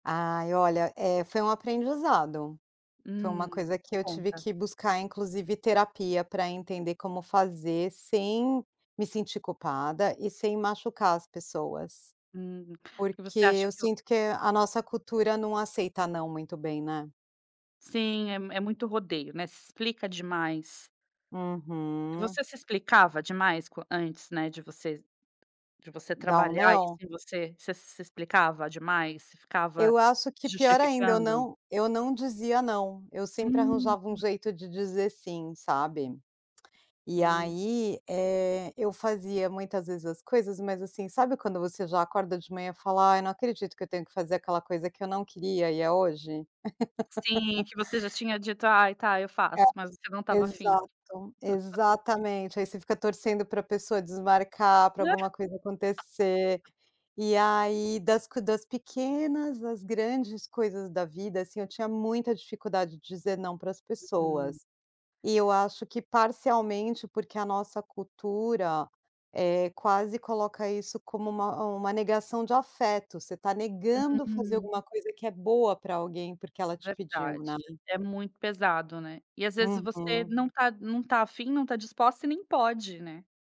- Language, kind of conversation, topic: Portuguese, podcast, O que te ajuda a dizer não sem culpa?
- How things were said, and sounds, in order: laugh; laugh; laugh